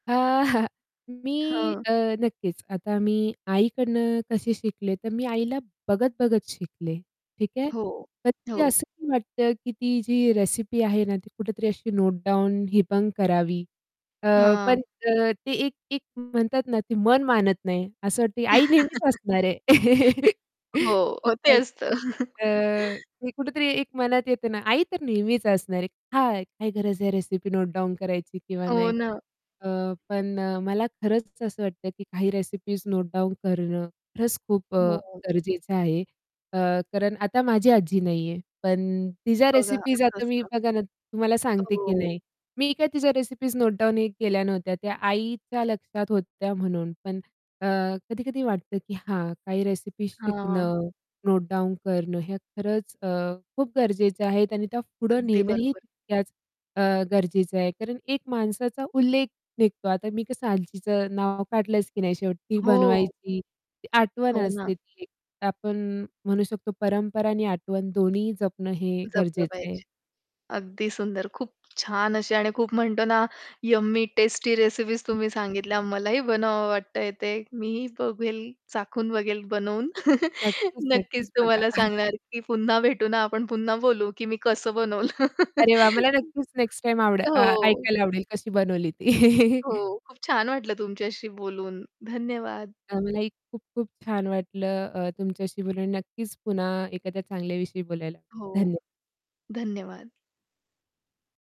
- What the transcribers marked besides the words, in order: static; distorted speech; chuckle; in English: "नोटडाऊन"; chuckle; chuckle; in English: "नोटडाउन"; tapping; in English: "नोटडाउन"; in English: "नोटडाउनही"; in English: "नोटडाउन"; other background noise; chuckle; laughing while speaking: "नक्कीच तुम्हाला सांगणार की पुन्हा … मी कसं बनवलं"; chuckle
- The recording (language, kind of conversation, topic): Marathi, podcast, तुमच्या कुटुंबातल्या जुन्या पदार्थांची एखादी आठवण सांगाल का?